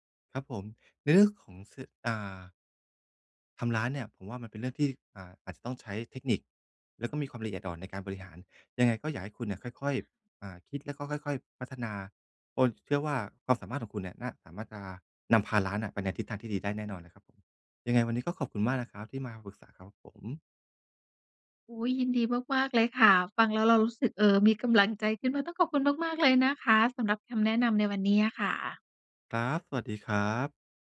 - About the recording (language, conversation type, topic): Thai, advice, ฉันจะรับมือกับความกลัวและความล้มเหลวได้อย่างไร
- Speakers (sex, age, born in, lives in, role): female, 35-39, Thailand, Thailand, user; male, 45-49, Thailand, Thailand, advisor
- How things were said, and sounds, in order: none